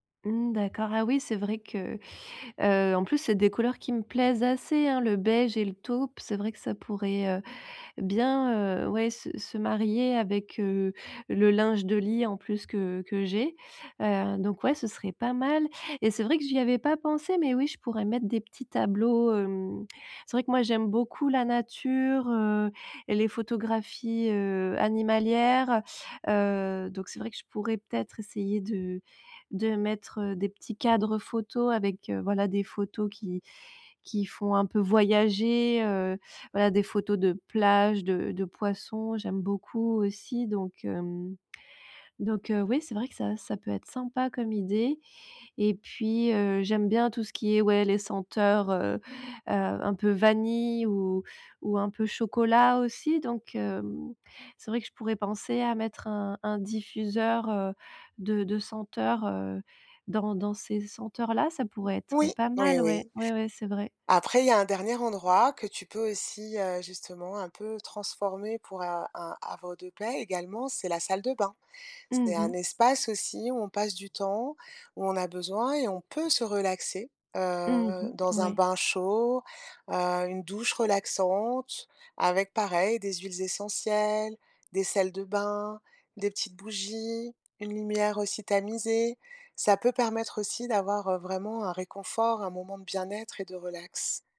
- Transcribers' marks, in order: tapping
- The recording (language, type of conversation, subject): French, advice, Comment puis-je créer une ambiance relaxante chez moi ?